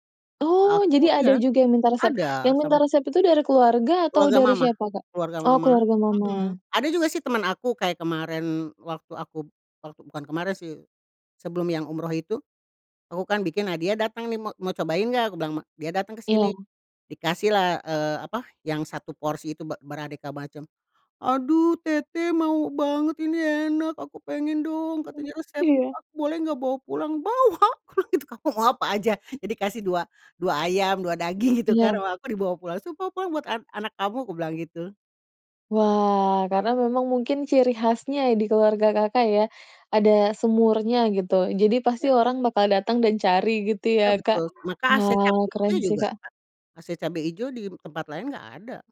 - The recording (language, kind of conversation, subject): Indonesian, podcast, Ceritakan hidangan apa yang selalu ada di perayaan keluargamu?
- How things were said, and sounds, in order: put-on voice: "Aduh teteh mau banget ini, enak aku pengen dong"; put-on voice: "resepnya aku boleh enggak bawa pulang?"